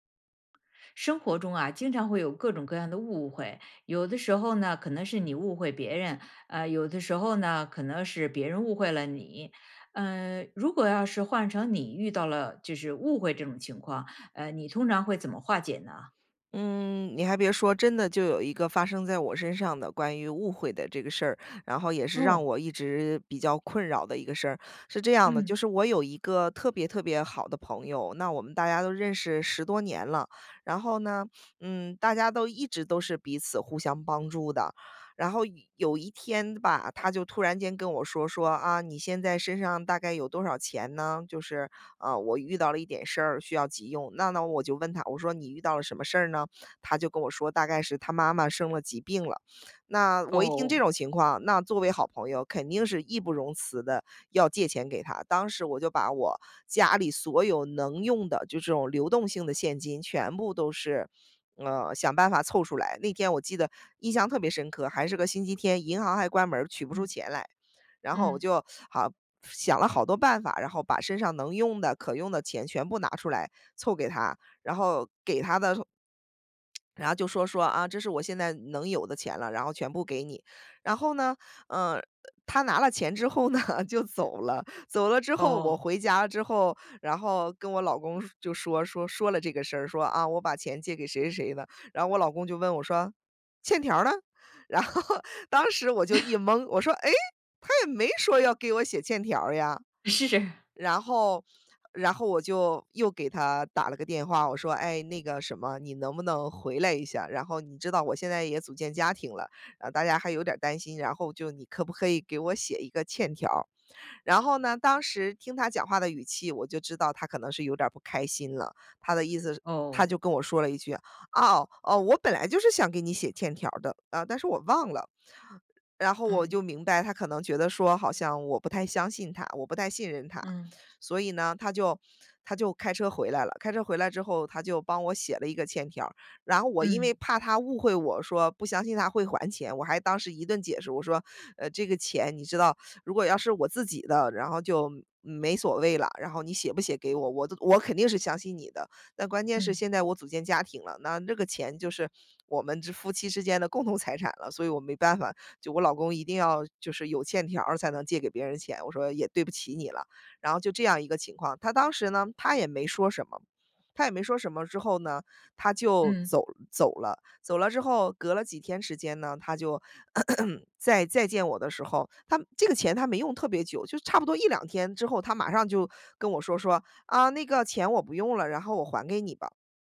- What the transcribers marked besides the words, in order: tapping; lip smack; laugh; laughing while speaking: "就走了"; laughing while speaking: "后"; laugh; laughing while speaking: "是"; throat clearing
- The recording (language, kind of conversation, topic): Chinese, podcast, 遇到误会时你通常怎么化解？